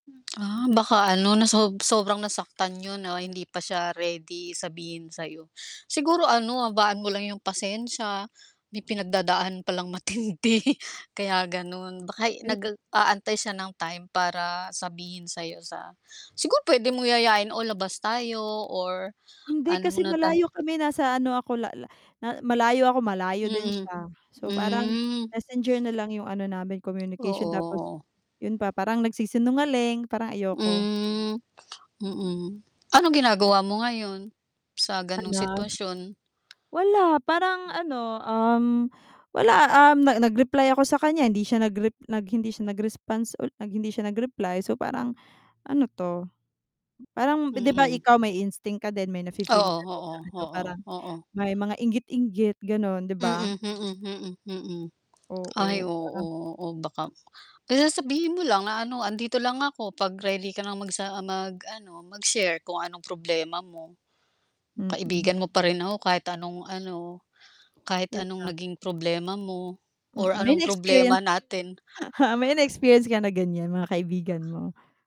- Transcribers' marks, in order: tapping; static; distorted speech; other background noise; laughing while speaking: "matindi"; wind; tsk; snort
- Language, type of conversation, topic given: Filipino, unstructured, Paano mo ipinapakita ang pagmamahal sa pamilya araw-araw?